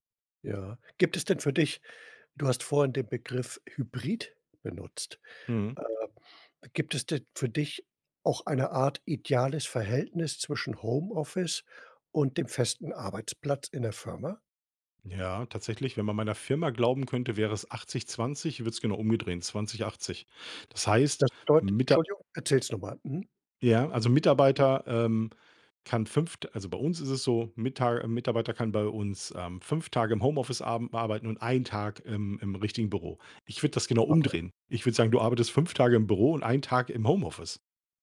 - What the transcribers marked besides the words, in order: "umdrehen" said as "umgedrehen"; other background noise
- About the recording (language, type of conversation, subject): German, podcast, Wie stehst du zu Homeoffice im Vergleich zum Büro?